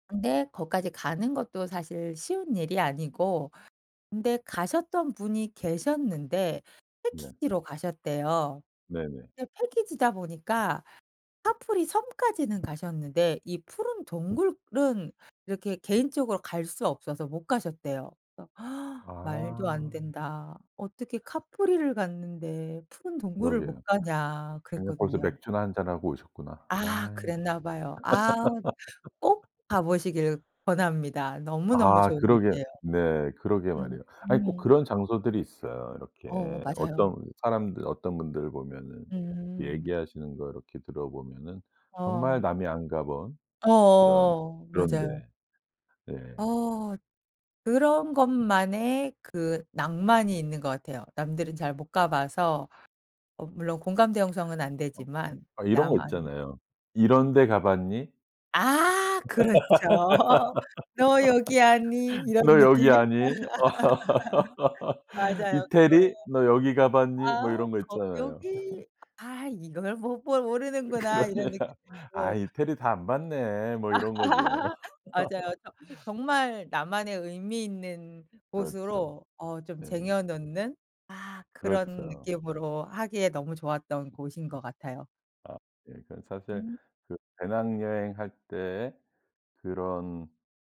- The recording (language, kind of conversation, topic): Korean, podcast, 여행 중 가장 의미 있었던 장소는 어디였나요?
- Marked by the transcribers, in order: tapping; gasp; other background noise; laugh; laughing while speaking: "그렇죠"; laugh; laugh; laugh; laughing while speaking: "그러네요"; laugh; laugh